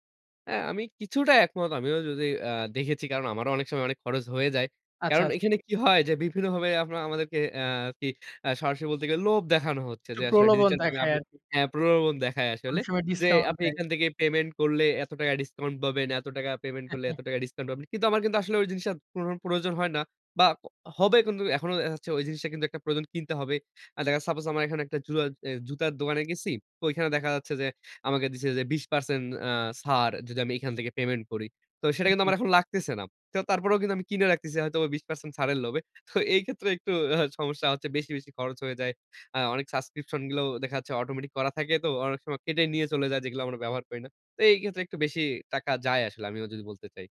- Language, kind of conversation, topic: Bengali, podcast, ডিজিটাল পেমেন্ট ব্যবহার করলে সুবিধা ও ঝুঁকি কী কী মনে হয়?
- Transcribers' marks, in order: unintelligible speech; chuckle; scoff